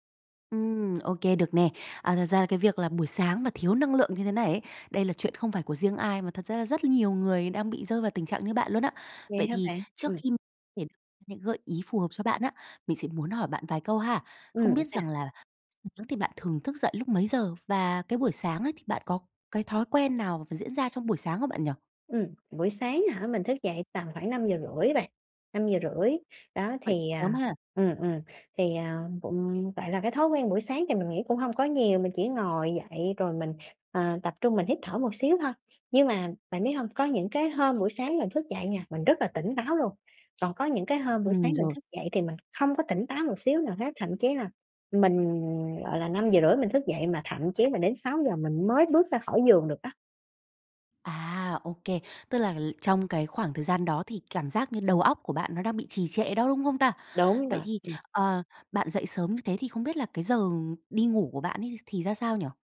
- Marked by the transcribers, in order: tapping; unintelligible speech
- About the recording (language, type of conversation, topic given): Vietnamese, advice, Làm sao để có buổi sáng tràn đầy năng lượng và bắt đầu ngày mới tốt hơn?